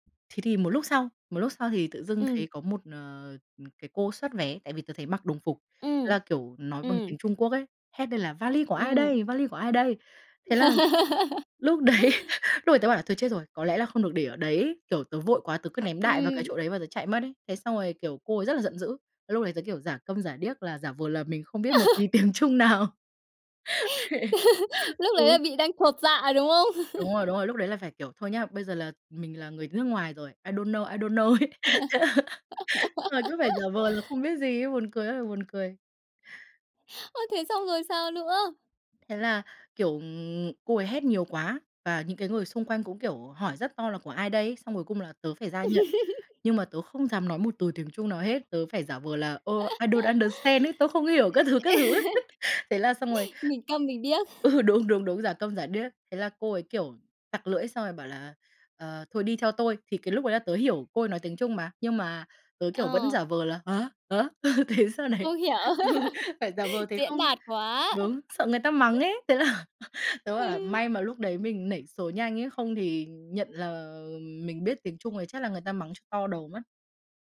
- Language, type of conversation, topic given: Vietnamese, podcast, Bạn có thể kể về một sai lầm khi đi du lịch và bài học bạn rút ra từ đó không?
- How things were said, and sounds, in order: tapping; laugh; laughing while speaking: "lúc đấy"; other background noise; laugh; laugh; laughing while speaking: "tí tiếng Trung nào"; laugh; laugh; in English: "I don't know, I don't know"; laugh; laughing while speaking: "ấy"; laugh; laugh; laugh; in English: "I don't understand"; laughing while speaking: "thứ, các thứ ấy"; laughing while speaking: "ừ"; laugh; laughing while speaking: "Thế sau này ừ"; laugh; laugh; laughing while speaking: "Thế là"; laughing while speaking: "Ừ"